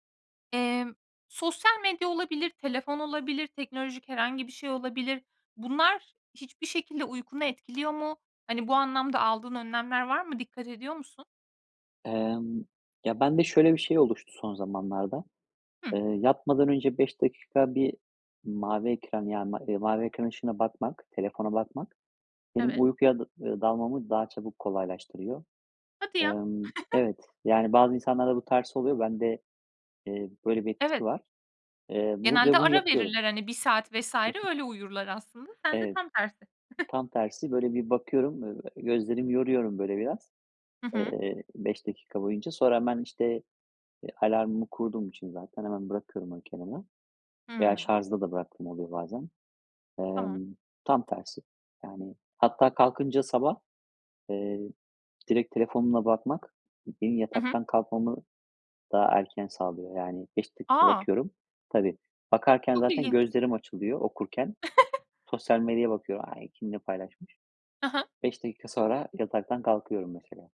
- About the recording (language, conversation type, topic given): Turkish, podcast, Uyku düzeninin zihinsel sağlığa etkileri nelerdir?
- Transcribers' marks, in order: chuckle; chuckle; chuckle